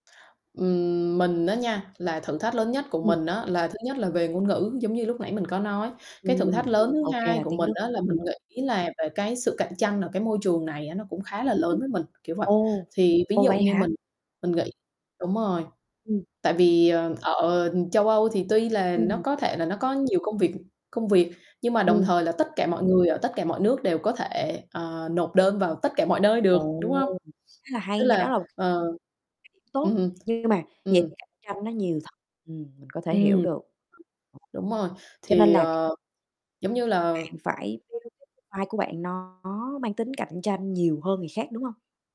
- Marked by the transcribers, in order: distorted speech; other background noise; other noise; tapping; unintelligible speech; in English: "build"; in English: "profile"
- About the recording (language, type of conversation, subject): Vietnamese, unstructured, Công việc trong mơ của bạn là gì?